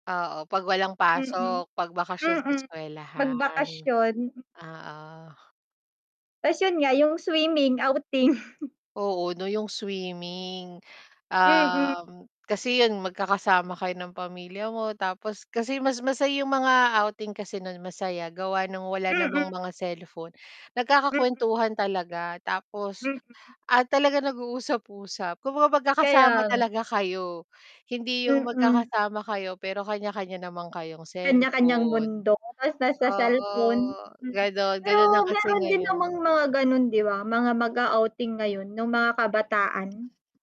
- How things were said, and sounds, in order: static; mechanical hum; laugh; distorted speech
- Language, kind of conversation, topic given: Filipino, unstructured, Ano ang pinaka-masayang alaala mo noong bata ka pa?
- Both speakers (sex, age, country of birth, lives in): female, 20-24, Philippines, Philippines; female, 35-39, Philippines, Philippines